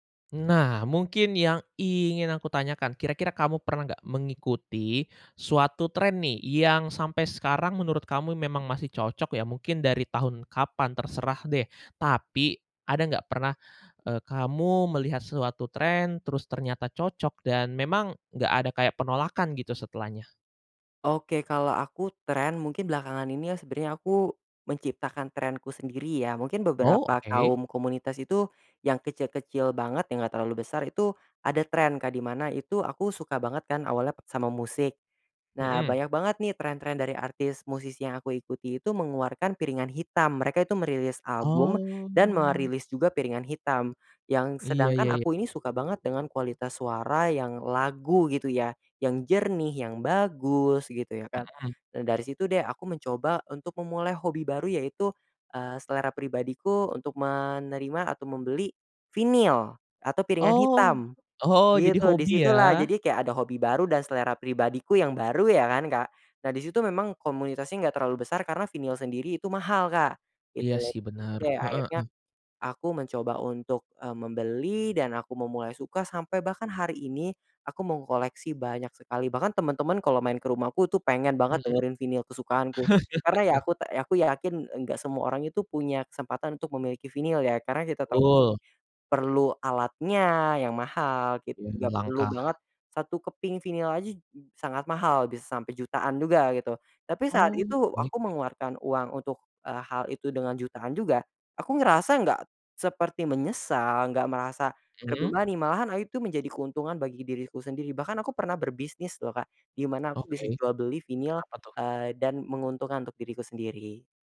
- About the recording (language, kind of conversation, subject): Indonesian, podcast, Bagaimana kamu menyeimbangkan tren dengan selera pribadi?
- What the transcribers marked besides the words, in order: drawn out: "Oh"; in English: "vinyl"; in English: "vinyl"; in English: "vinyl"; chuckle; in English: "vinyl"; unintelligible speech; in English: "vinyl"; tapping; other background noise; in English: "vinyl"